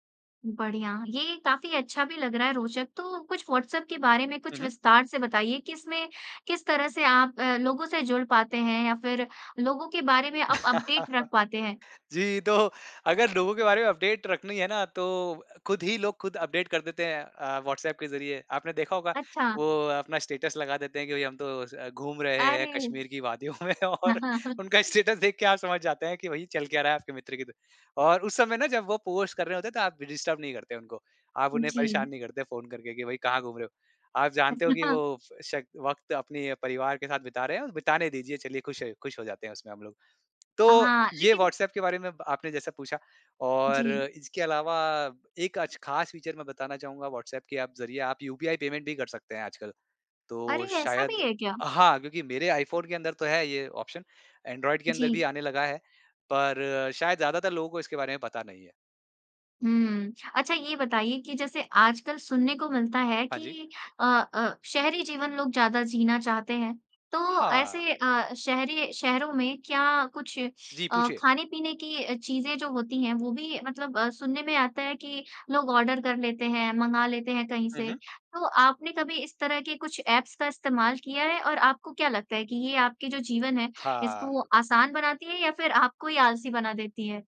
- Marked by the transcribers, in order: laugh; in English: "अपडेट"; in English: "अपडेट"; in English: "अपडेट"; laughing while speaking: "में और उनका स्टेटस देख के आप समझ जाते हैं"; laugh; in English: "डिस्टर्ब"; unintelligible speech; in English: "फ़ीचर"; in English: "पेमेंट"; in English: "ऑप्शन"; in English: "ऑर्डर"; in English: "ऐप्स"
- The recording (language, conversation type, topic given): Hindi, podcast, कौन सा ऐप आपकी ज़िंदगी को आसान बनाता है और क्यों?